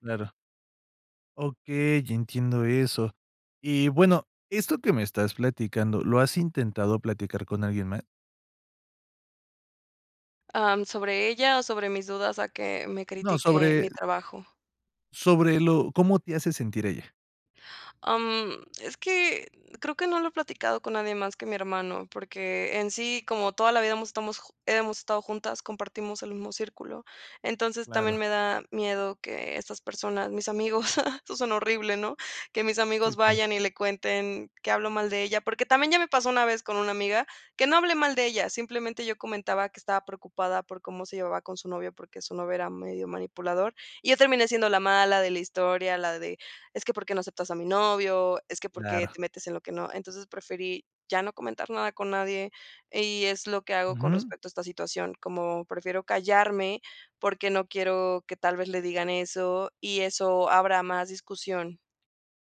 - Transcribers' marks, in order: tapping; chuckle; unintelligible speech
- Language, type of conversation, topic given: Spanish, advice, ¿De qué manera el miedo a que te juzguen te impide compartir tu trabajo y seguir creando?